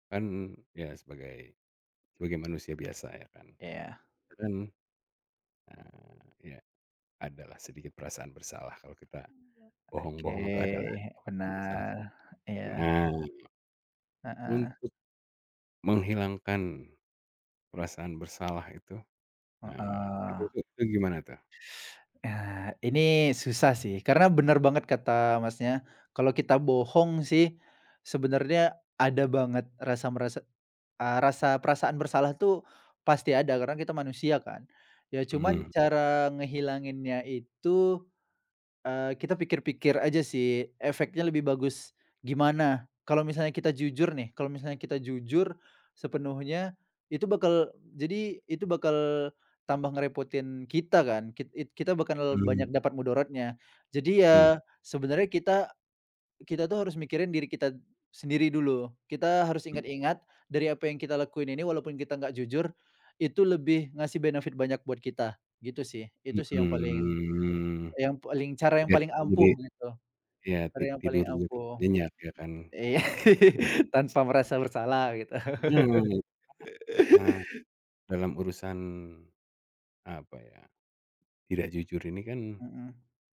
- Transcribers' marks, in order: other background noise; tapping; in English: "benefit"; drawn out: "Mhm"; laughing while speaking: "Iya"; chuckle; unintelligible speech; laugh
- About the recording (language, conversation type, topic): Indonesian, podcast, Menurutmu, kapan lebih baik diam daripada berkata jujur?